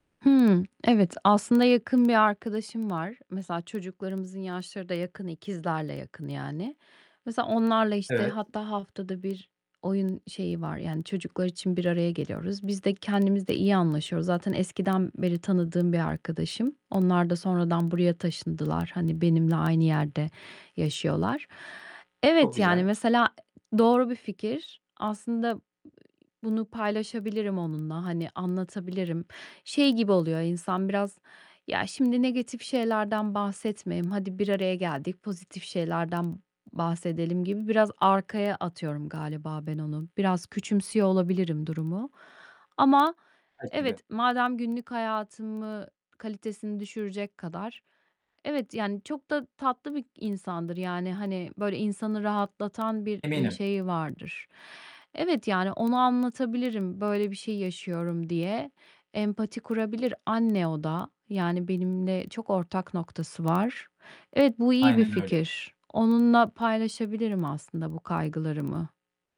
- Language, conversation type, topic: Turkish, advice, Kaygıyla günlük hayatta nasıl daha iyi başa çıkabilirim?
- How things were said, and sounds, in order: distorted speech; other background noise